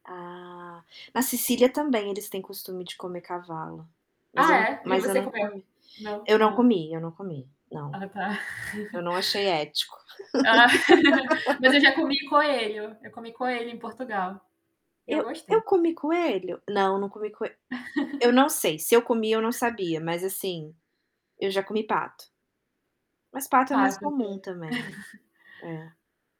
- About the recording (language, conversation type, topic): Portuguese, unstructured, Como você decide entre cozinhar em casa ou comer fora?
- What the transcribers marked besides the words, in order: laugh; laugh; laugh; laugh